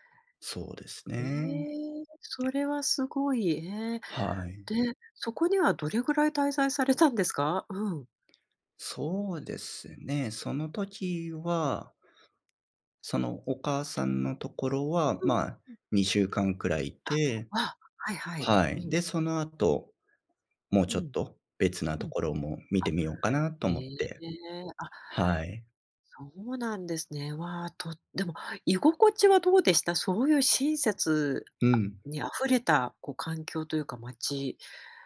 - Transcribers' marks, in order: other noise
- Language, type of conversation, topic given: Japanese, podcast, 旅先で受けた親切な出来事を教えてくれる？